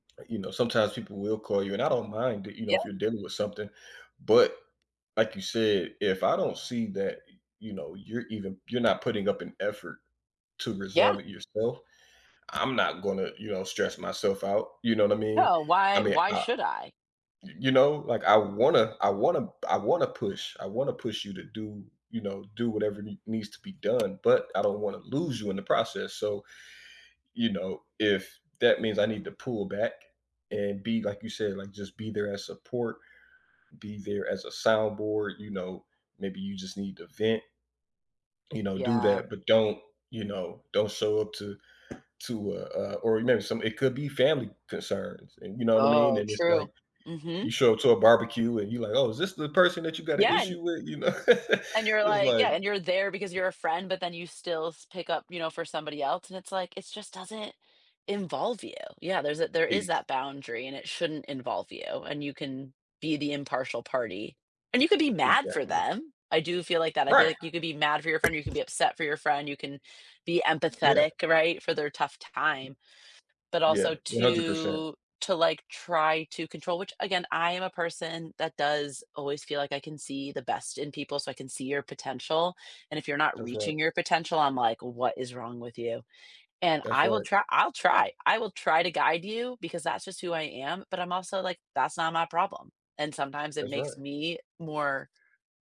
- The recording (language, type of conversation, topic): English, unstructured, What are some thoughtful ways to help a friend who is struggling emotionally?
- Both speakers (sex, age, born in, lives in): female, 35-39, United States, United States; male, 30-34, United States, United States
- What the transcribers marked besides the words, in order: other background noise; tapping; unintelligible speech; laugh